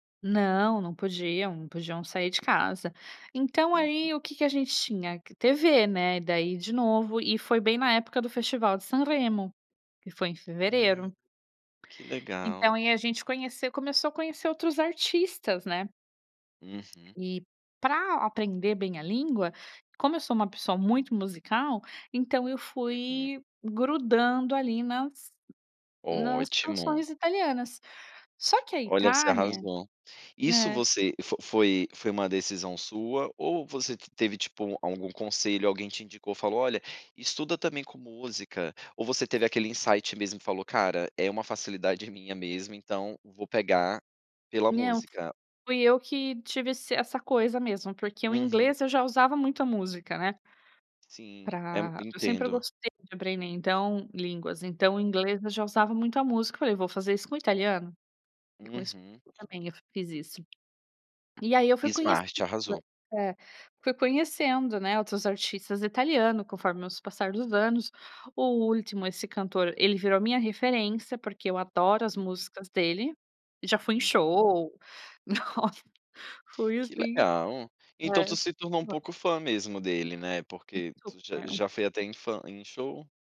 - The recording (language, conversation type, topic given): Portuguese, podcast, Como a migração da sua família influenciou o seu gosto musical?
- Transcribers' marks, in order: laughing while speaking: "nossa"; unintelligible speech